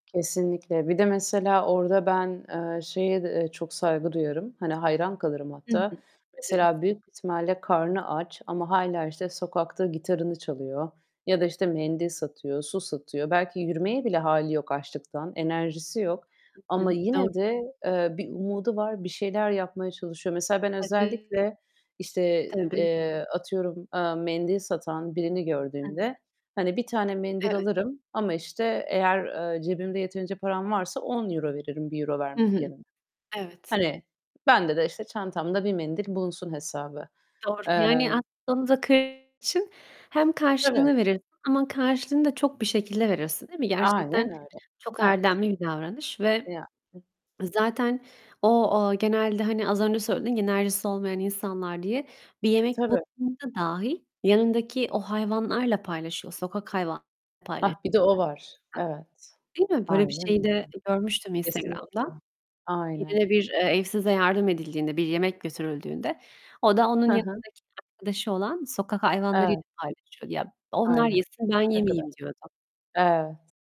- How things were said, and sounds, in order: other background noise; distorted speech; static; other noise; unintelligible speech; tapping; unintelligible speech
- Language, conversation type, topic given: Turkish, unstructured, Sokakta yaşayan insanların durumu hakkında ne düşünüyorsunuz?